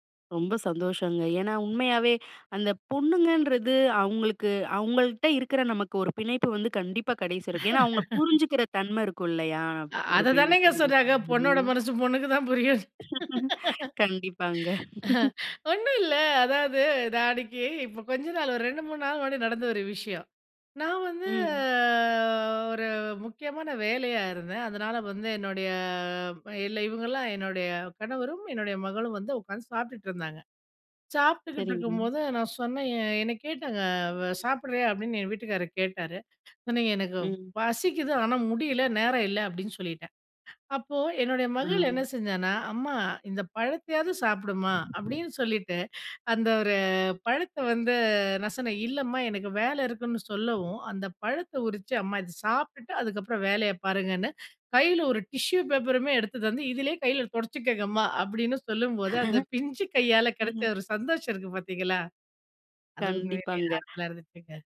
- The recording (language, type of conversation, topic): Tamil, podcast, சந்தோஷத்தை வெளிப்படுத்தவும் துன்பத்தைப் பகிரவும் உங்கள் வீட்டில் இடமும் வாய்ப்பும் இருந்ததா?
- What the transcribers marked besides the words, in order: laugh; unintelligible speech; other noise; laughing while speaking: "பொண்ணுக்குதான் புரியும்னு"; laugh; drawn out: "வந்து"; tapping; in English: "டிஷ்யூ பேப்பருமே"; laugh; joyful: "அந்த பிஞ்சு கையால கெடச்ச ஒரு சந்தோஷம் இருக்கு பாத்தீங்களா, அது உண்மையிலயே ஆறுதல இருந்துச்சுங்க"